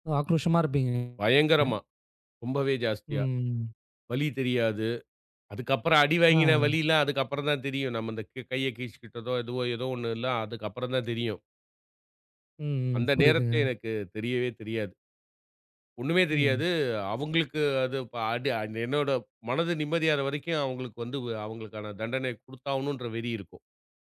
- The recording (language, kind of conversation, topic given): Tamil, podcast, தந்தையின் அறிவுரை மற்றும் உன் உள்ளத்தின் குரல் மோதும் போது நீ என்ன செய்வாய்?
- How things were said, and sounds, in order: drawn out: "ம்"